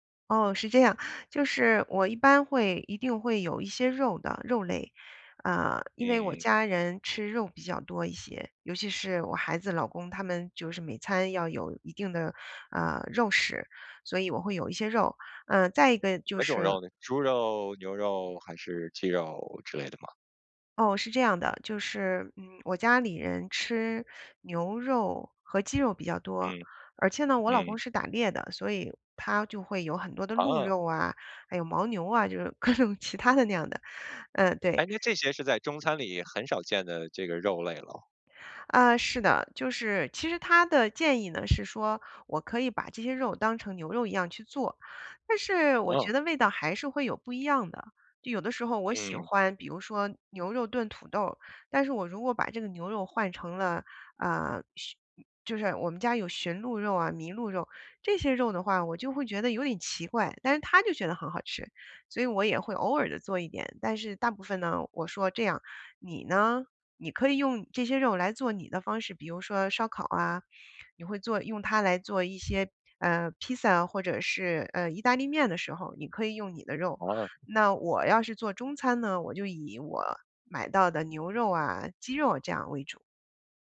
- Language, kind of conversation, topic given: Chinese, podcast, 你平时如何规划每周的菜单？
- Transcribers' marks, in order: other background noise; laughing while speaking: "各种"